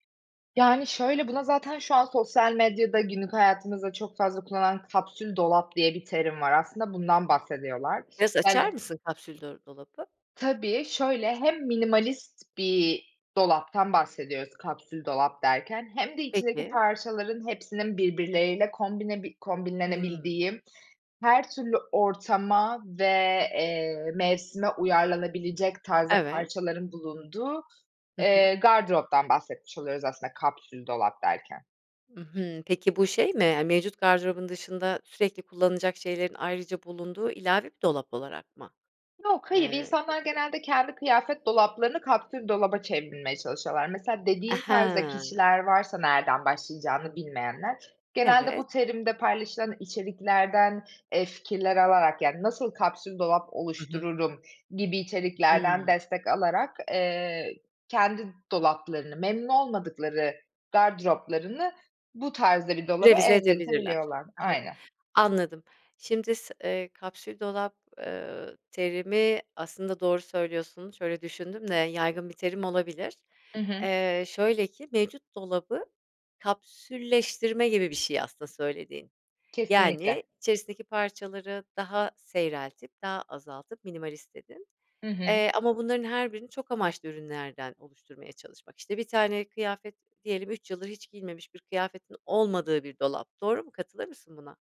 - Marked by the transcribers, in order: other background noise; in French: "minimalist"
- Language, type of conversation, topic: Turkish, podcast, Gardırobunuzda vazgeçemediğiniz parça hangisi ve neden?